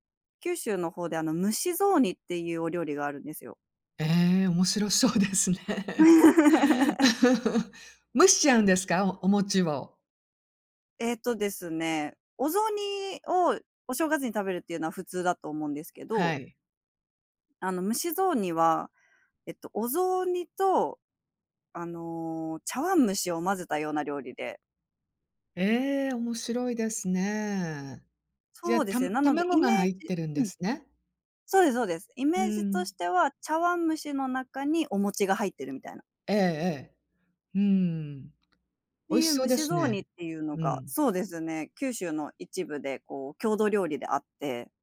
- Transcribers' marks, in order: laughing while speaking: "そうですね"; laugh
- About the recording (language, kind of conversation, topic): Japanese, podcast, 季節ごとに、ご家庭ではどのような行事を行っていますか？